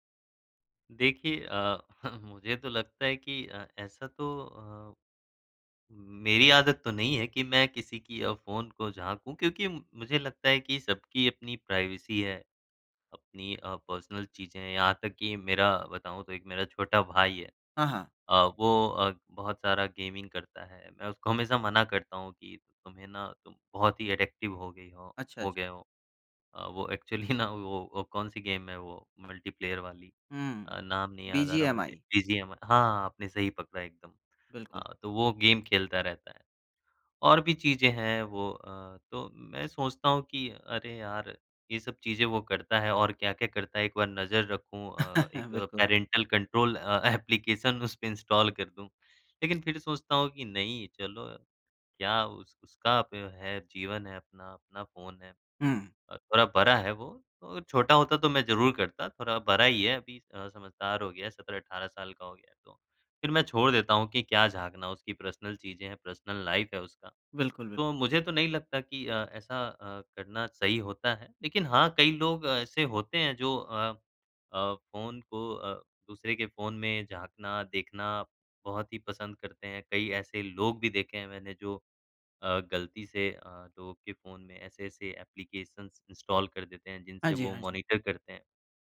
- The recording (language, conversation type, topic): Hindi, podcast, किसके फोन में झांकना कब गलत माना जाता है?
- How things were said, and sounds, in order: chuckle; in English: "प्राइवेसी"; in English: "पर्सनल"; in English: "गेमिंग"; in English: "एडिक्टिव"; in English: "एक्चुअली"; laughing while speaking: "ना"; in English: "मल्टीप्लेयर"; tapping; in English: "पैरेंटल कंट्रोल"; chuckle; laughing while speaking: "अ"; in English: "इंस्टॉल"; in English: "पर्सनल"; in English: "पर्सनल लाइफ"; in English: "ऐप्लिकेशंस इंस्टॉल"; in English: "मॉनिटर"